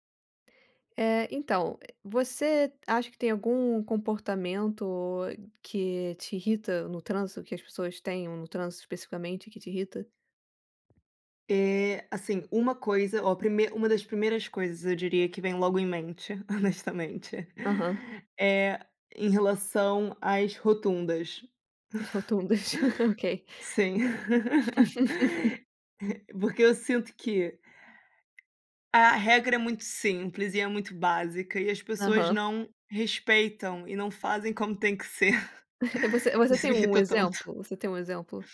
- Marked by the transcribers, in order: giggle; laugh; tapping; chuckle
- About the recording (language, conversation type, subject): Portuguese, unstructured, O que mais te irrita no comportamento das pessoas no trânsito?